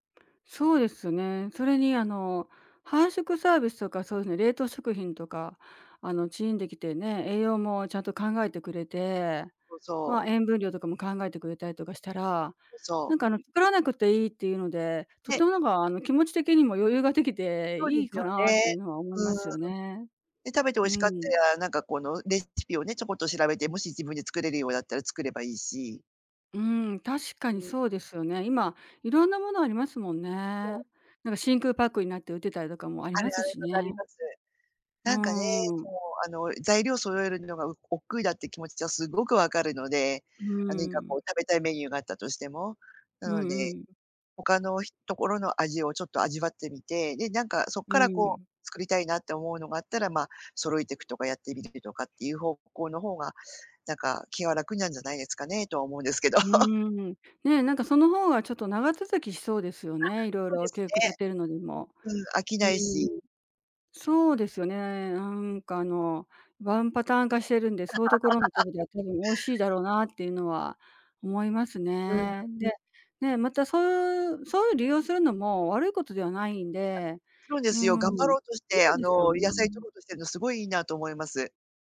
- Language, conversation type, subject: Japanese, advice, 食事計画を続けられないのはなぜですか？
- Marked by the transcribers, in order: other background noise; laughing while speaking: "思うんですけど"; laugh